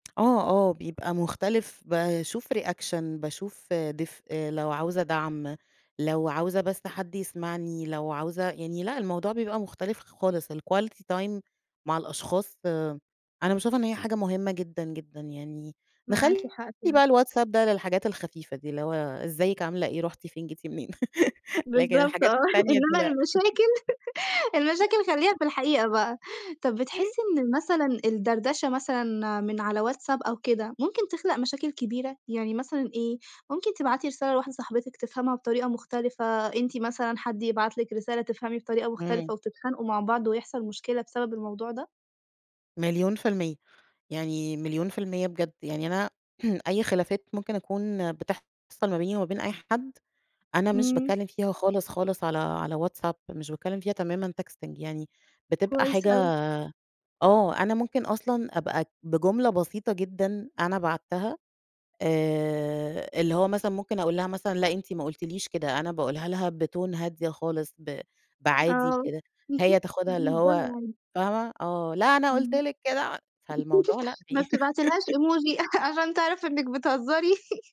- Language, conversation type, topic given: Arabic, podcast, إيه رأيك: قعدات أهل الحي أحلى ولا الدردشة على واتساب، وليه؟
- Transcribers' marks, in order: in English: "reaction"; in English: "الquality time"; laughing while speaking: "آه"; laugh; chuckle; throat clearing; in English: "texting"; in English: "بTone"; other background noise; chuckle; unintelligible speech; put-on voice: "لا أنا قُلت لِك كده"; laugh; in English: "Emoji"; chuckle; laugh; laugh